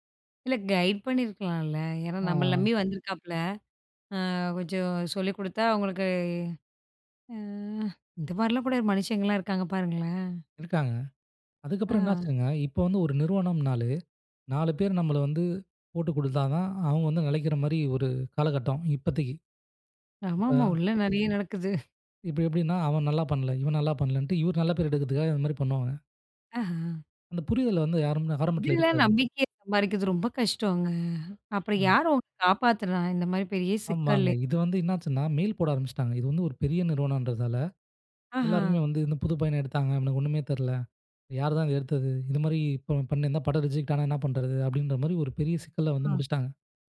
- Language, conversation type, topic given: Tamil, podcast, சிக்கலில் இருந்து உங்களை காப்பாற்றிய ஒருவரைப் பற்றி சொல்ல முடியுமா?
- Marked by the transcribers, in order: in English: "கைட்"; drawn out: "அ"; giggle; in English: "மெயில்"; in English: "ரிஜக்ட்"